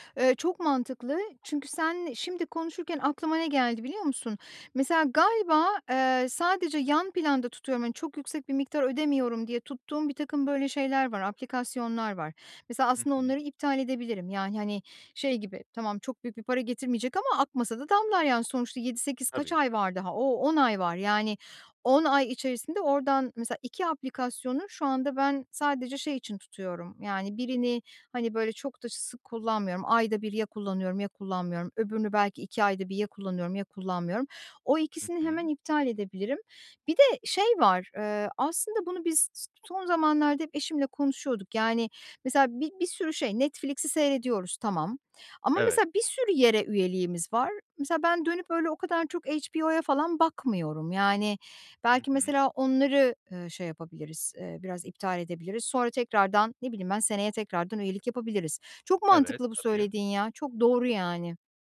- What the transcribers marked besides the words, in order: none
- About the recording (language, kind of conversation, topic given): Turkish, advice, Zamanım ve bütçem kısıtlıyken iyi bir seyahat planını nasıl yapabilirim?